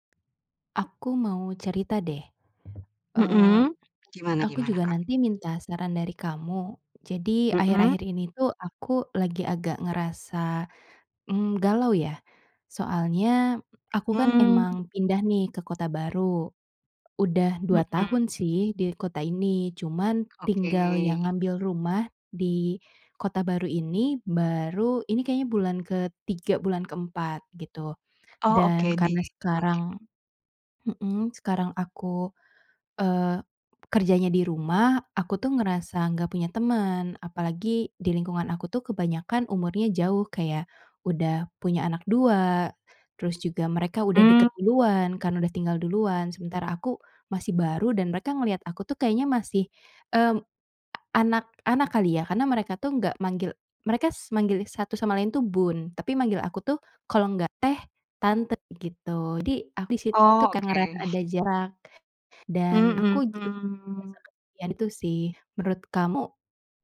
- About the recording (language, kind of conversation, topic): Indonesian, advice, Bagaimana cara mendapatkan teman dan membangun jaringan sosial di kota baru jika saya belum punya teman atau jaringan apa pun?
- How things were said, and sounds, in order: other background noise; tapping; chuckle